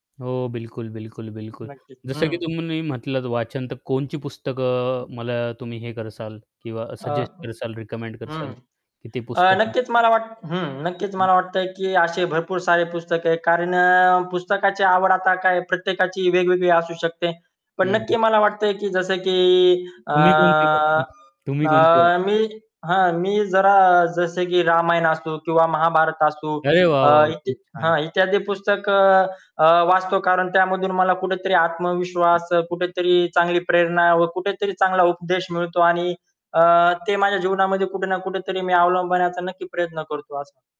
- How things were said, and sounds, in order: static; other background noise; "कोणती" said as "कोणची"; "कराल" said as "करसाल"; "कराल" said as "करसाल"; "कराल" said as "करसाल"; distorted speech; unintelligible speech; unintelligible speech; unintelligible speech
- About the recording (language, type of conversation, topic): Marathi, podcast, तुम्ही तुमच्या झोपेच्या सवयी कशा राखता आणि त्याबद्दलचा तुमचा अनुभव काय आहे?